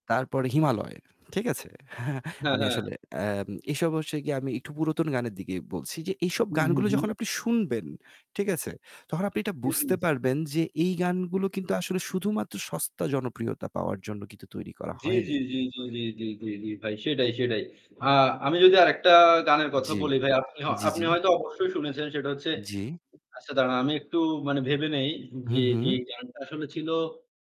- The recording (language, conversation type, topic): Bengali, unstructured, গানশিল্পীরা কি এখন শুধু অর্থের পেছনে ছুটছেন?
- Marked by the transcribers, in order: static; chuckle; "পুরাতন" said as "পুরতন"; unintelligible speech